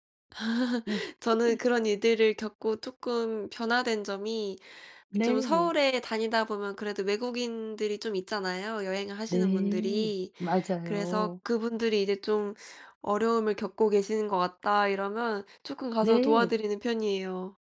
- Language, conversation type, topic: Korean, unstructured, 여행 중에 가장 무서웠던 경험은 무엇인가요?
- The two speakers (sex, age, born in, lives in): female, 20-24, South Korea, United States; female, 60-64, South Korea, South Korea
- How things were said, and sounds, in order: chuckle; other background noise